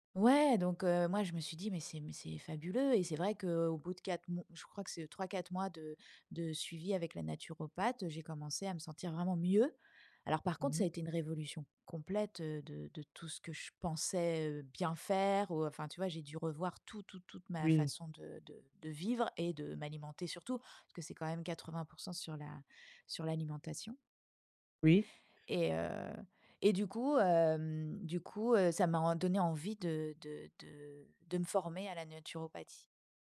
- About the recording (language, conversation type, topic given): French, advice, Comment gérer la crainte d’échouer avant de commencer un projet ?
- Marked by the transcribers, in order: none